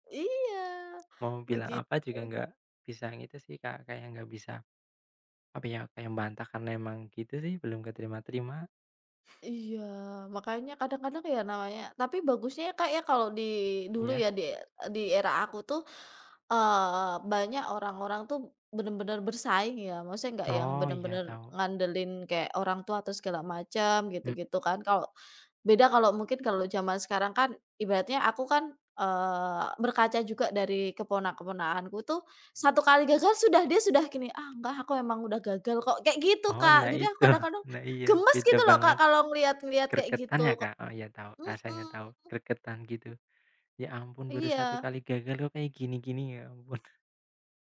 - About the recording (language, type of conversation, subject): Indonesian, unstructured, Bagaimana kamu biasanya menghadapi kegagalan dalam hidup?
- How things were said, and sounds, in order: tapping; other background noise; laughing while speaking: "itu"; laughing while speaking: "ampun"